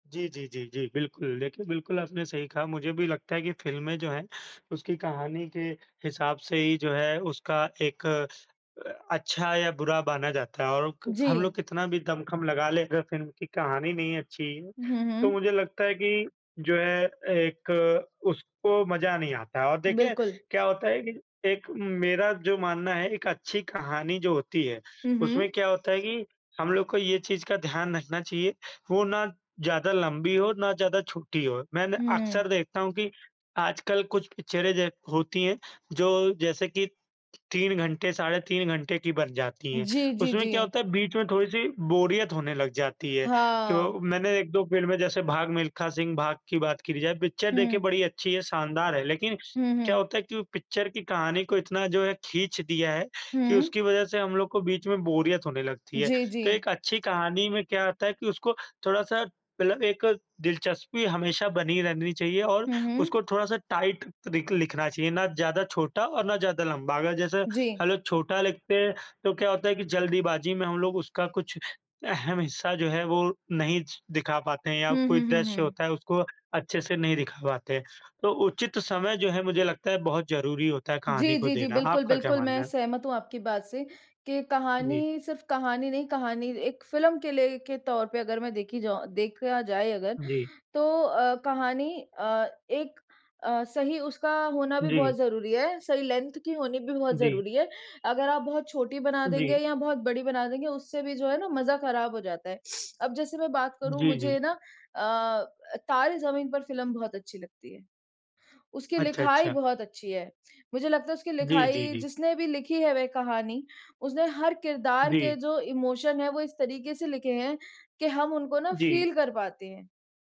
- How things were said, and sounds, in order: other background noise; tapping; in English: "टाइट"; in English: "लेंथ"; horn; in English: "इमोशन"; in English: "फ़ील"
- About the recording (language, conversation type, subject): Hindi, unstructured, आपके हिसाब से एक अच्छी कहानी में क्या होना चाहिए?